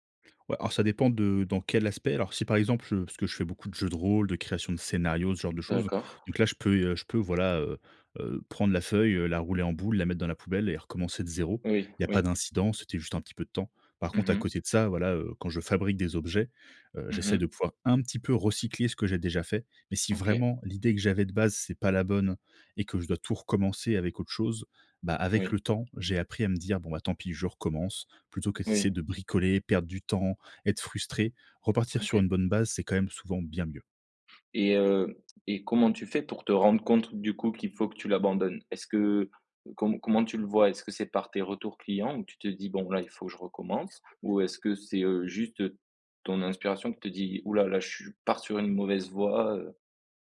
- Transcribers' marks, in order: other background noise
- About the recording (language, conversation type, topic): French, podcast, Processus d’exploration au démarrage d’un nouveau projet créatif